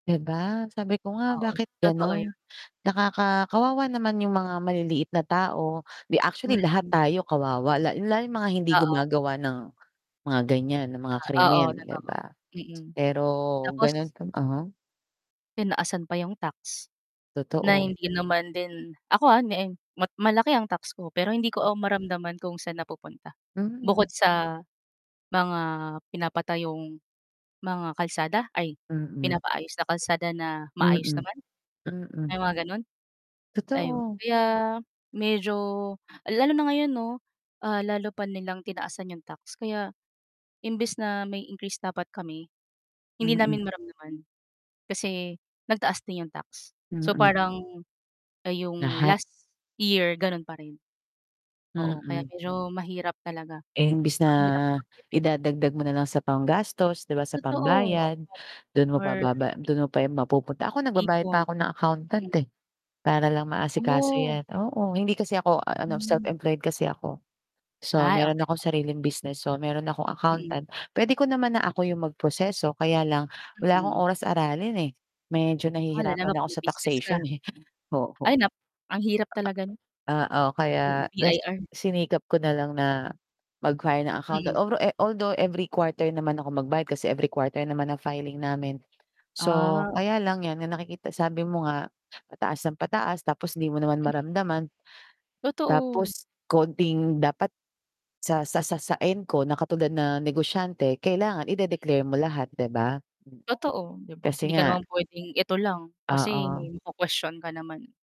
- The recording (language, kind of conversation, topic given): Filipino, unstructured, Ano ang mga paraan mo para makatipid sa pang-araw-araw?
- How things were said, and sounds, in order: static; tapping; unintelligible speech; other background noise; drawn out: "na"